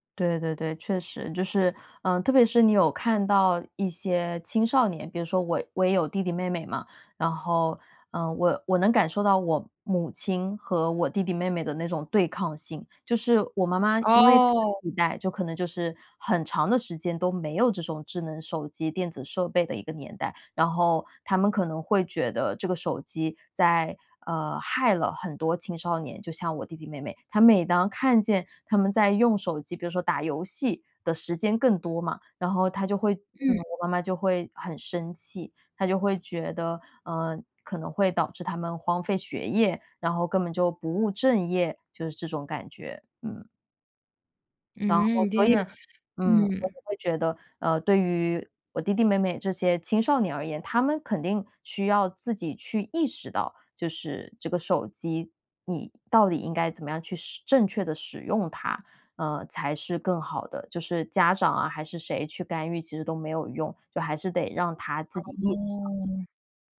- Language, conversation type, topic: Chinese, podcast, 你会用哪些方法来对抗手机带来的分心？
- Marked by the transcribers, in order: lip smack; other background noise